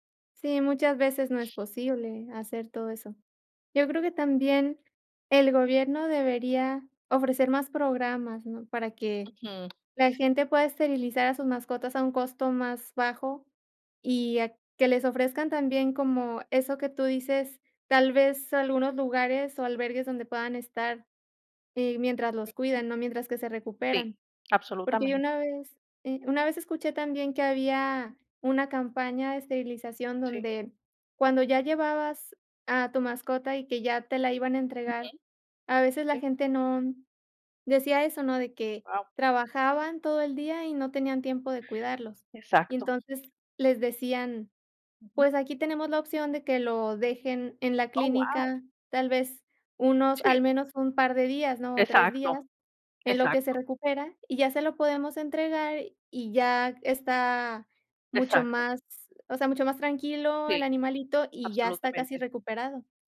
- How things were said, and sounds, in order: other background noise; unintelligible speech
- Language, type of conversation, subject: Spanish, unstructured, ¿Debería ser obligatorio esterilizar a los perros y gatos?